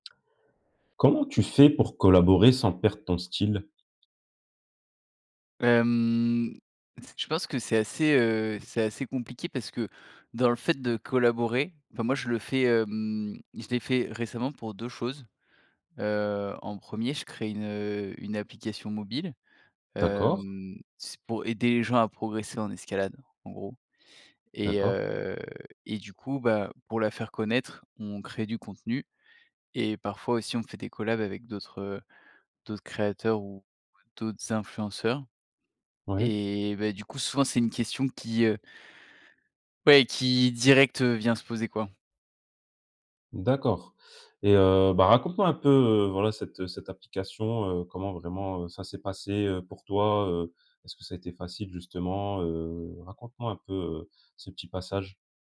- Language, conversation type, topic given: French, podcast, Comment faire pour collaborer sans perdre son style ?
- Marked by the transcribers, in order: drawn out: "Hem"; other background noise